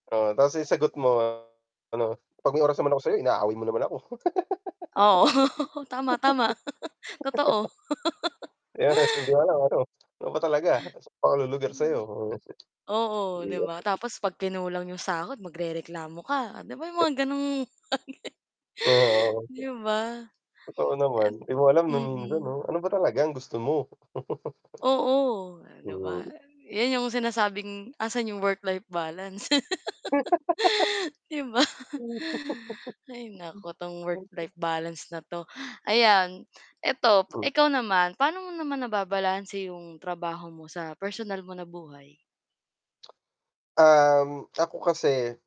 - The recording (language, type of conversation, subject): Filipino, unstructured, Ano ang opinyon mo tungkol sa balanse sa pagitan ng trabaho at personal na buhay?
- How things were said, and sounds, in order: static; distorted speech; laughing while speaking: "Oo"; chuckle; laugh; chuckle; tapping; other background noise; unintelligible speech; other noise; background speech; chuckle; chuckle; laugh; chuckle